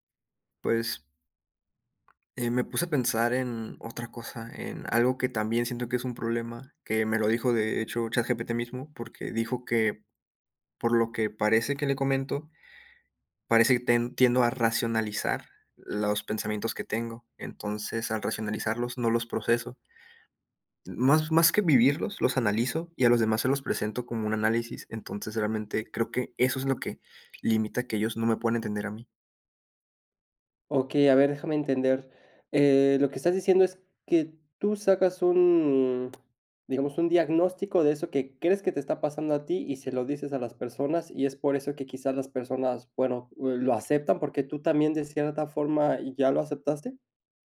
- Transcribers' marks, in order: other background noise; other noise
- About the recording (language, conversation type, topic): Spanish, advice, ¿Por qué me siento emocionalmente desconectado de mis amigos y mi familia?